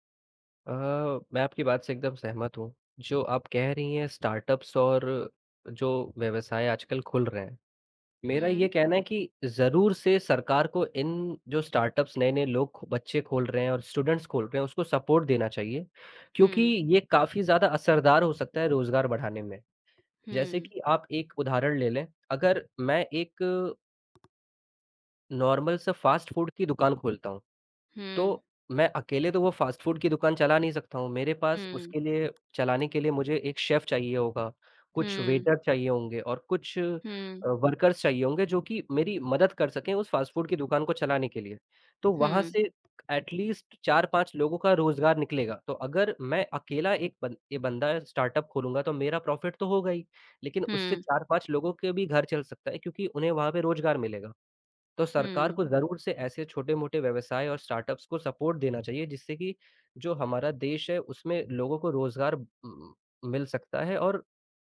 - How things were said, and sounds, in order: in English: "स्टार्टअप्स"; other background noise; in English: "स्टार्टअप्स"; in English: "स्टूडेंट्स"; in English: "सपोर्ट"; tapping; in English: "नॉर्मल"; in English: "फ़ास्ट फूड"; in English: "फ़ास्ट फ़ूड"; in English: "शेफ़"; in English: "वेटर"; in English: "वर्कर्स"; in English: "फ़ास्ट फूड"; in English: "ऐटलीस्ट"; in English: "स्टार्टअप"; in English: "प्रॉफिट"; in English: "स्टार्टअप्स"; in English: "सपोर्ट"
- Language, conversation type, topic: Hindi, unstructured, सरकार को रोजगार बढ़ाने के लिए कौन से कदम उठाने चाहिए?